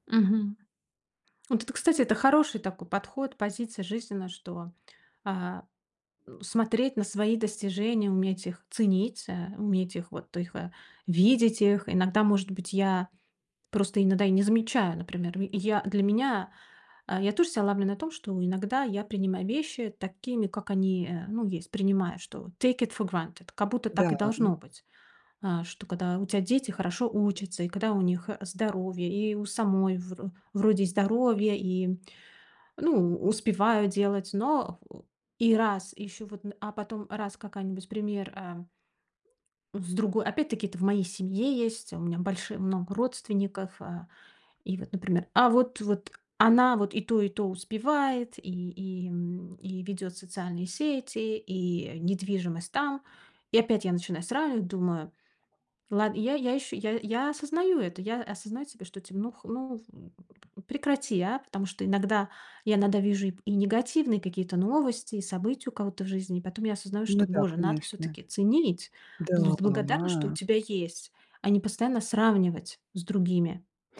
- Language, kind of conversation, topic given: Russian, advice, Почему я постоянно сравниваю свои вещи с вещами других и чувствую неудовлетворённость?
- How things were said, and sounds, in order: in English: "take it for granted"; grunt; grunt; "быть" said as "блыть"